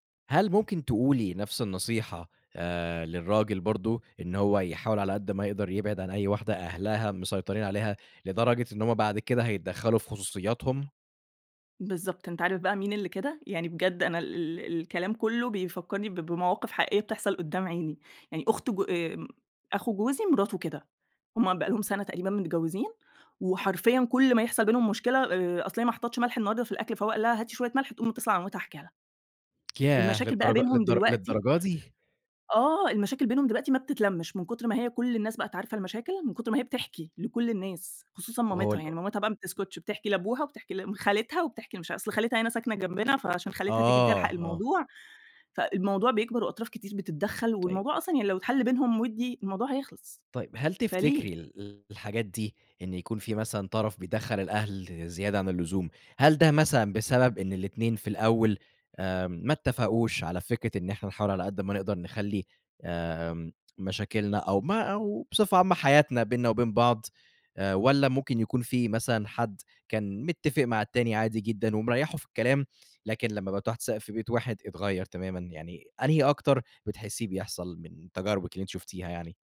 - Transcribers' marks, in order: tapping
- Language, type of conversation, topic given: Arabic, podcast, إزاي بتتعاملوا مع تدخل أهل الشريك في خصوصياتكم؟